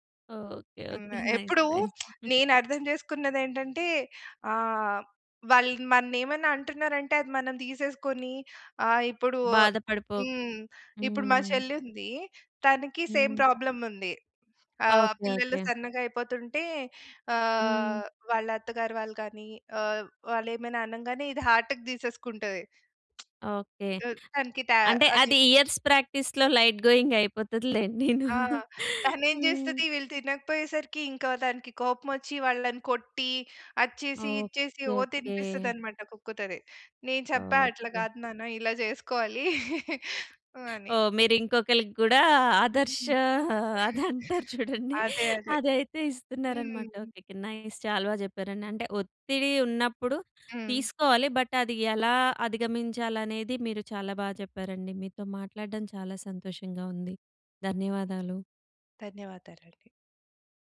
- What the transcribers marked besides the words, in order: in English: "నైస్, నైస్"; lip smack; chuckle; tapping; in English: "సేమ్ ప్రాబ్లమ్"; in English: "హార్ట్‌కి"; lip smack; other noise; in English: "ఇయర్స్ ప్రాక్టీస్‌లో లైట్ గోయింగ్"; laughing while speaking: "అయిపోతది లెండిను"; chuckle; laughing while speaking: "ఆదర్శ అది అంటారు చూడండి. అదైతే ఇస్తున్నారనమాట"; in English: "నైస్"; in English: "బట్"
- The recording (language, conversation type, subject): Telugu, podcast, నిరంతర ఒత్తిడికి బాధపడినప్పుడు మీరు తీసుకునే మొదటి మూడు చర్యలు ఏవి?